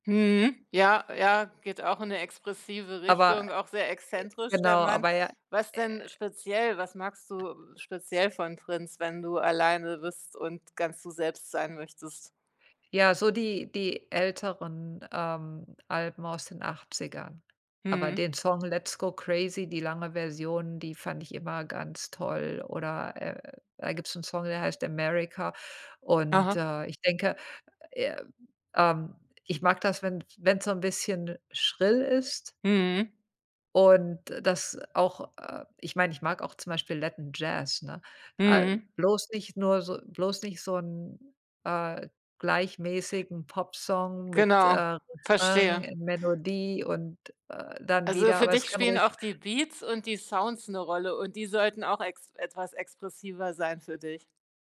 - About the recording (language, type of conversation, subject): German, podcast, Welche Musik hörst du, wenn du ganz du selbst sein willst?
- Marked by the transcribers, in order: tapping; other background noise